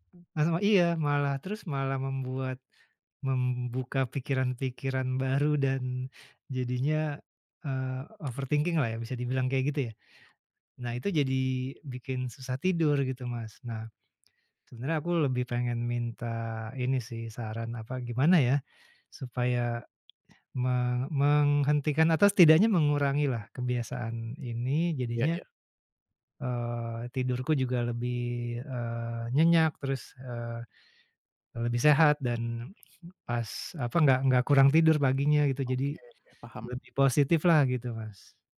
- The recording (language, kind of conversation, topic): Indonesian, advice, Bagaimana kebiasaan menatap layar di malam hari membuatmu sulit menenangkan pikiran dan cepat tertidur?
- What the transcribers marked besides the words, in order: in English: "overthinking"